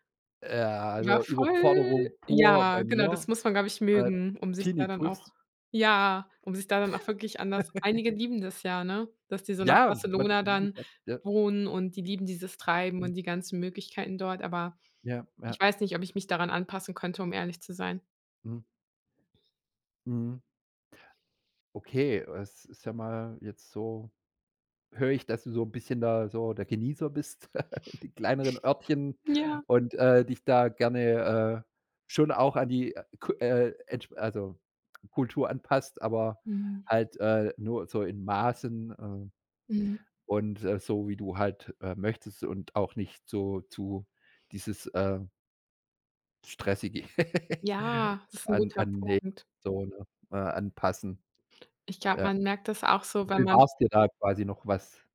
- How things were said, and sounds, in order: drawn out: "voll"; chuckle; unintelligible speech; other background noise; snort; chuckle; chuckle
- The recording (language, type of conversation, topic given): German, podcast, Woran merkst du, dass du dich an eine neue Kultur angepasst hast?